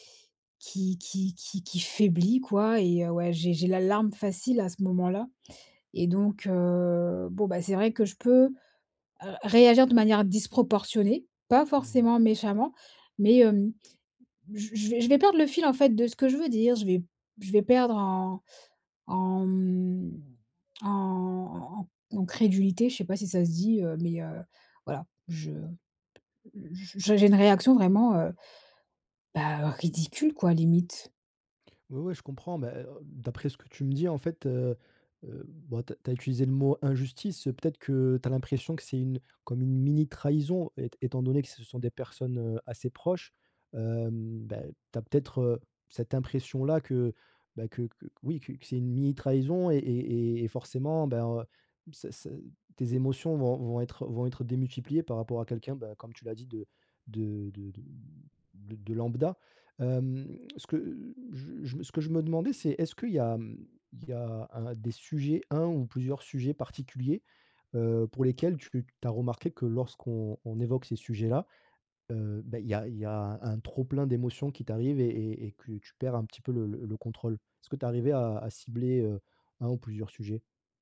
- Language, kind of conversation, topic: French, advice, Comment communiquer quand les émotions sont vives sans blesser l’autre ni soi-même ?
- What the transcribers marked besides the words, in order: none